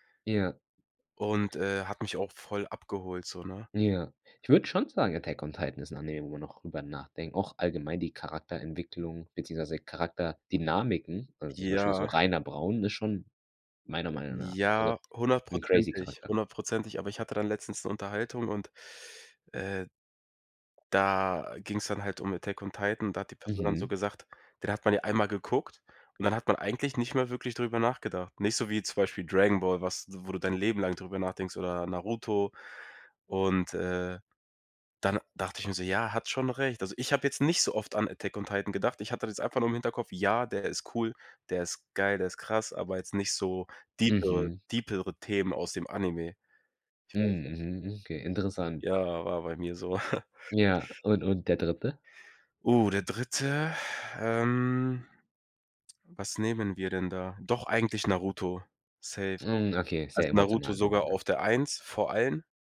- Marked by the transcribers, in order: other background noise; stressed: "nicht"; put-on voice: "deepere deepere"; chuckle
- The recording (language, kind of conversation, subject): German, podcast, Wie haben dich Serien durch schwere Zeiten begleitet?